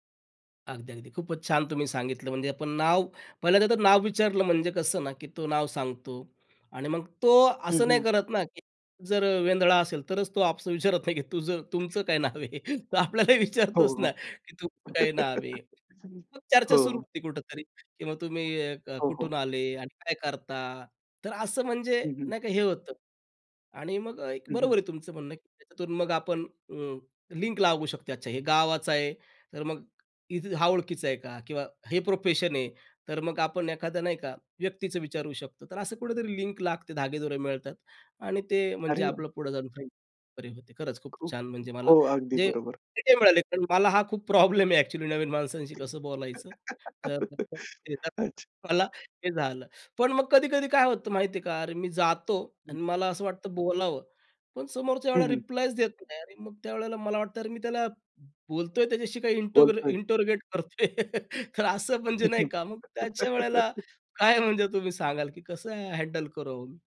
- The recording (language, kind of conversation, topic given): Marathi, podcast, नवीन लोकांशी संपर्क कसा साधायचा?
- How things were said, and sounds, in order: laughing while speaking: "विचारत नाही की तुझं तुमचं काय नाव आहे, तर आपल्याला विचारतोच ना"; other background noise; laugh; laughing while speaking: "हा खूप प्रॉब्लेम आहे ॲक्चुअली, नवीन माणसांशी कसं बोलायचं"; laugh; in English: "इंटो इंटेरोगेट"; laughing while speaking: "करतो आहे, तर असं म्हणजे नाही का?"; laugh; laughing while speaking: "काय म्हणजे"